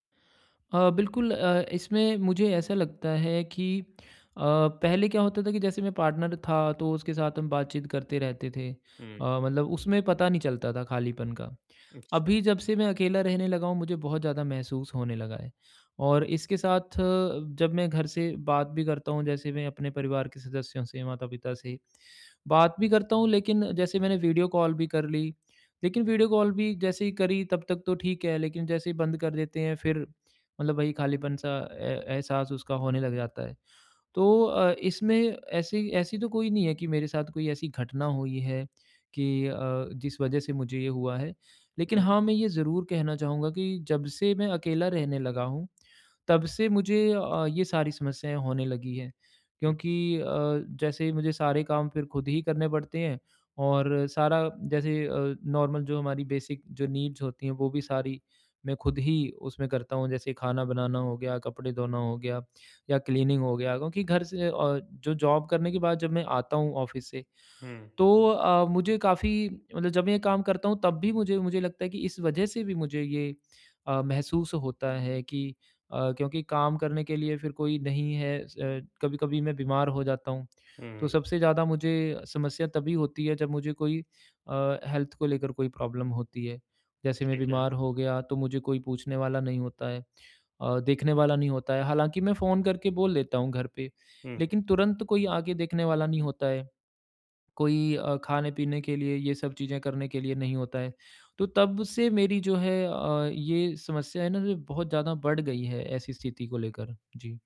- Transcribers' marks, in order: in English: "पार्टनर"; in English: "नॉर्मल"; in English: "बेसिक"; in English: "नीड्स"; in English: "क्लीनिंग"; in English: "जॉब"; in English: "ऑफिस"; in English: "हेल्थ"; in English: "प्रॉब्लम"
- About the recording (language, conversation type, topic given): Hindi, advice, मैं भावनात्मक रिक्तता और अकेलपन से कैसे निपटूँ?